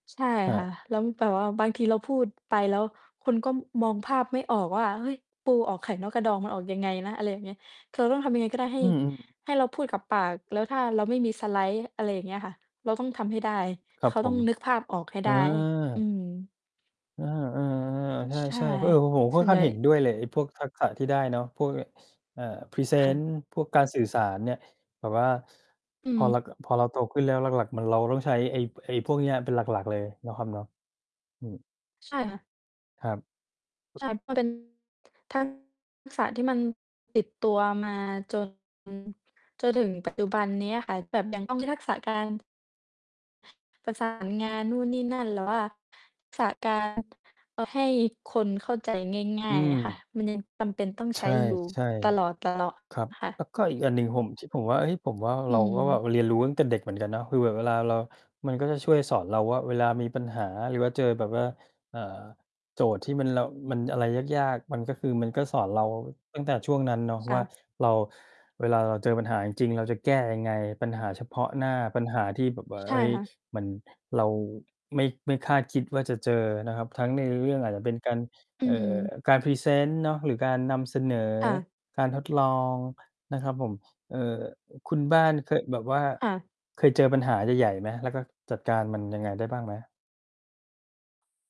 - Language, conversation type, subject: Thai, unstructured, คุณเคยรู้สึกมีความสุขจากการทำโครงงานในห้องเรียนไหม?
- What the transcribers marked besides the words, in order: distorted speech; tapping; other background noise